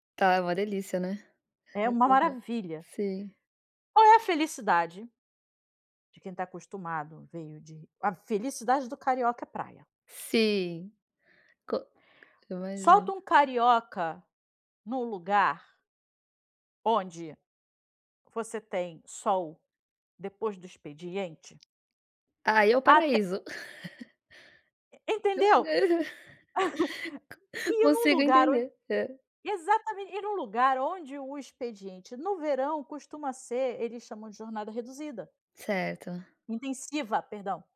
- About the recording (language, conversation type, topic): Portuguese, advice, Como tem sido para você lidar com comentários negativos nas redes sociais?
- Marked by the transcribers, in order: tapping; chuckle; unintelligible speech; laugh; chuckle